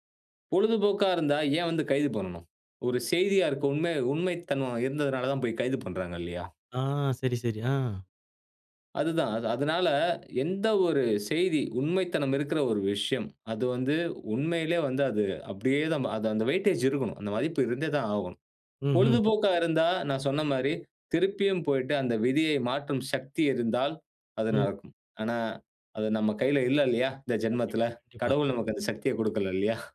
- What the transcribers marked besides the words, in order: none
- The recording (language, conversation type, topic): Tamil, podcast, செய்திகளும் பொழுதுபோக்கும் ஒன்றாக கலந்தால் அது நமக்கு நல்லதா?